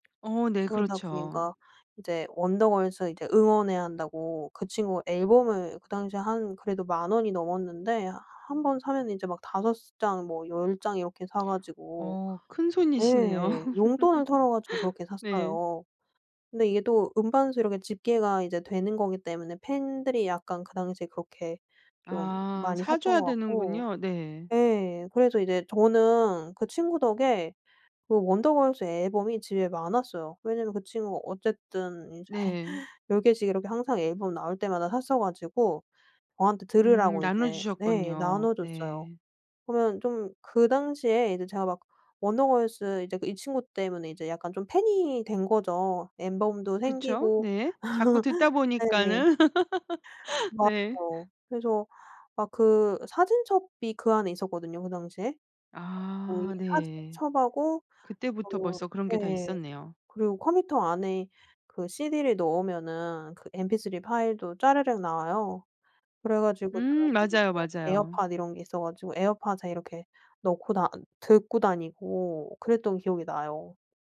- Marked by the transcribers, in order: other background noise; laugh; laughing while speaking: "이제"; laugh
- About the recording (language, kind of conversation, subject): Korean, podcast, 미디어(라디오, TV, 유튜브)가 너의 음악 취향을 어떻게 만들었어?